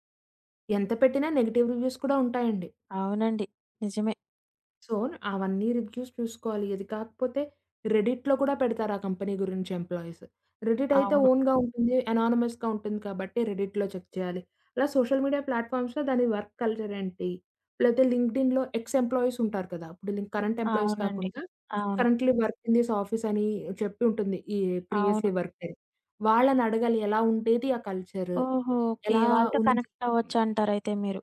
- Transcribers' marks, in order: in English: "నెగెటివ్ రివ్యూస్"; other background noise; in English: "సో"; in English: "రివ్యూస్"; in English: "రెడిట్‌లో"; in English: "ఎంప్లాయీస్"; in English: "ఓన్‌గా"; in English: "అనానిమస్‌గా"; in English: "రెడిట్‌లో చెక్"; in English: "సోషల్ మీడియా ప్లాట్ ఫామ్స్‌లో"; in English: "వర్క్"; in English: "లింకడిన్‌లో ఎక్స్"; in English: "కరెంట్ ఎంప్లాయీస్"; in English: "కరెంట్‌లీ వర్క్ ఇన్ థిస్"; in English: "ప్రీవియస్‌లి"
- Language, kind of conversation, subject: Telugu, podcast, ఆఫీస్ సమయం ముగిసాక కూడా పని కొనసాగకుండా మీరు ఎలా చూసుకుంటారు?